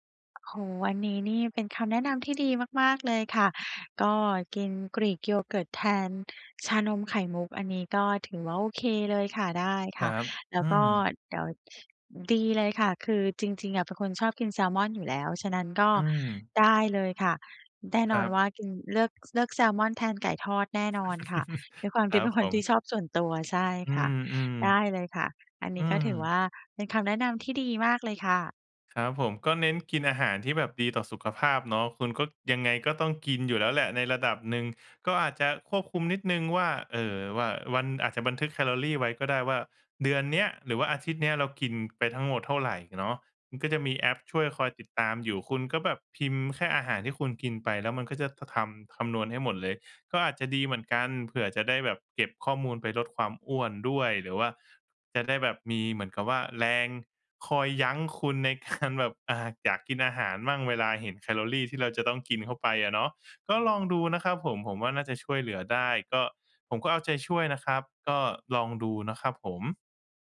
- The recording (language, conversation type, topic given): Thai, advice, จะรับมือกับความหิวและความอยากกินที่เกิดจากความเครียดได้อย่างไร?
- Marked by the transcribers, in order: chuckle; laughing while speaking: "การ"